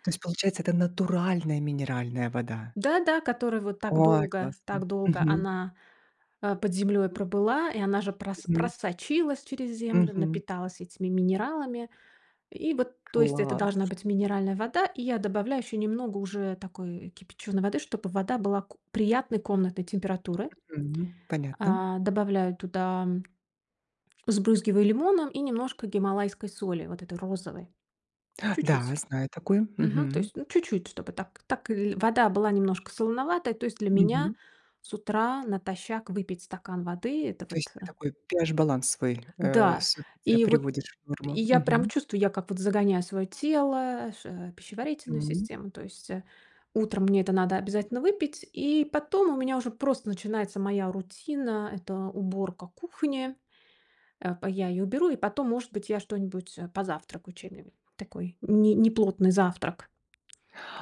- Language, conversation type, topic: Russian, podcast, Как ты выстраиваешь свою утреннюю рутину?
- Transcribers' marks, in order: tapping; other background noise; unintelligible speech